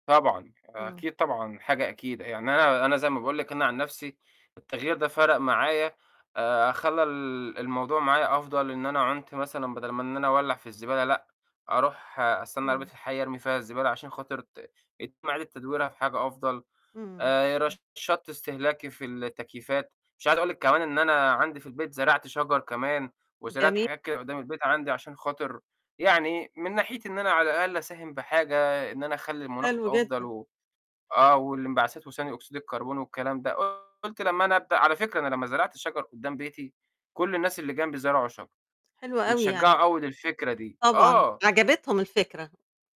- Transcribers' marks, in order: distorted speech; other noise; other background noise
- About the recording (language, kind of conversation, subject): Arabic, podcast, إيه رأيك في تغيّر المناخ، وإزاي مأثر على حياتنا اليومية؟